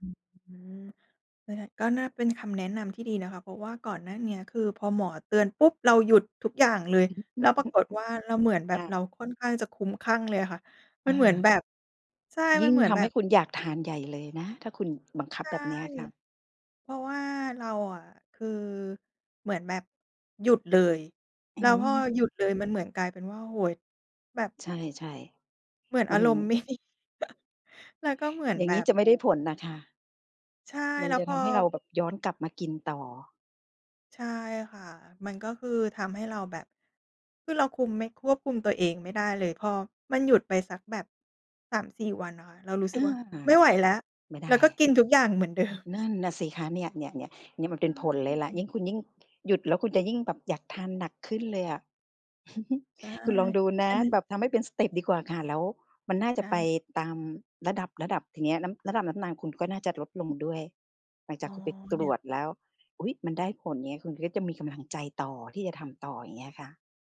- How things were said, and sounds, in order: other background noise; chuckle; tapping; laughing while speaking: "ดี"; chuckle; laughing while speaking: "เดิม"; chuckle
- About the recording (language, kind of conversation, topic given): Thai, advice, ทำไมฉันถึงเลิกกินของหวานไม่ได้และรู้สึกควบคุมตัวเองไม่อยู่?